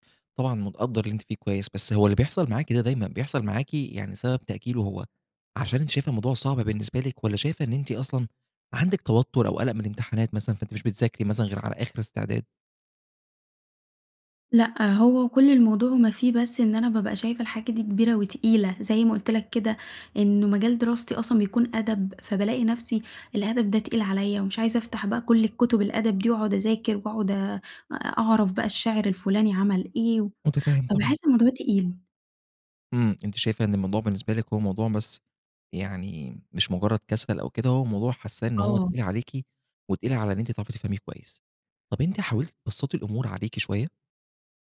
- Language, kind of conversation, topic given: Arabic, advice, إزاي بتتعامل مع التسويف وبتخلص شغلك في آخر لحظة؟
- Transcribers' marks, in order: none